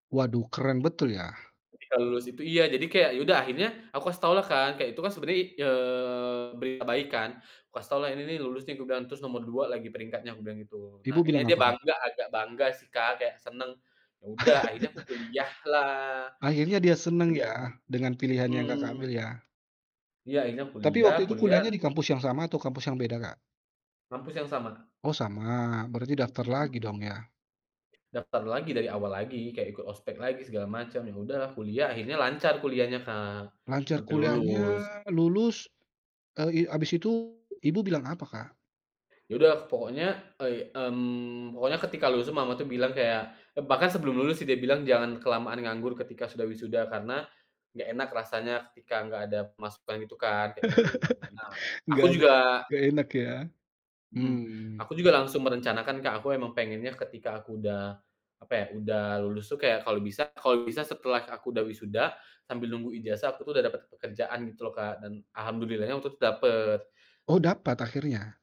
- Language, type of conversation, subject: Indonesian, podcast, Bagaimana kamu mengelola ekspektasi dari keluarga atau teman?
- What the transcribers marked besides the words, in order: laugh; tapping; laugh